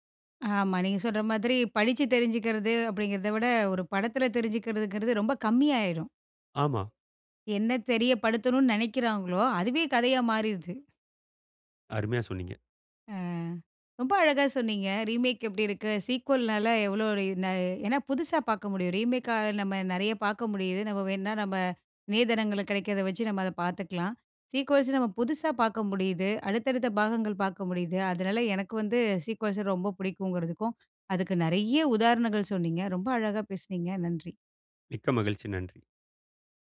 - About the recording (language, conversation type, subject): Tamil, podcast, ரீமேக்குகள், சீக்வெல்களுக்கு நீங்கள் எவ்வளவு ஆதரவு தருவீர்கள்?
- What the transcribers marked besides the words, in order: in English: "ரீமேக்"; in English: "சீக்குவல்னால"; unintelligible speech; in English: "ரீமேக்கால"; in English: "சீக்குவல்ஸ்"; in English: "சீக்குவல்ஸ"